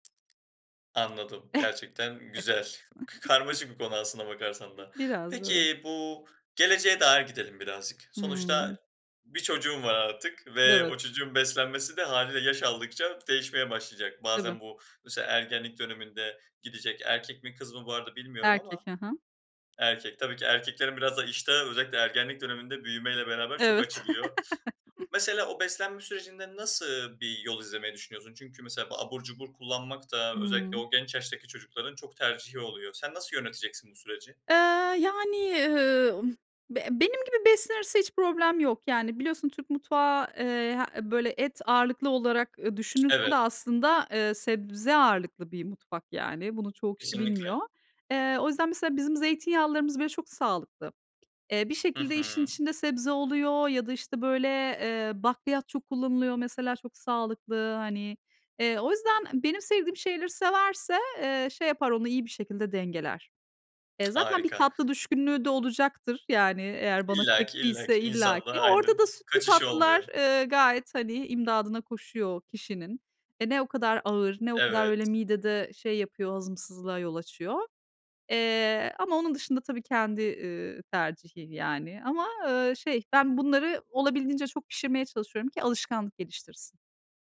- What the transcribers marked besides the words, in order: tapping; other background noise; chuckle; laugh; other noise
- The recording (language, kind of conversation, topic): Turkish, podcast, Hangi yemekler kötü bir günü daha iyi hissettirir?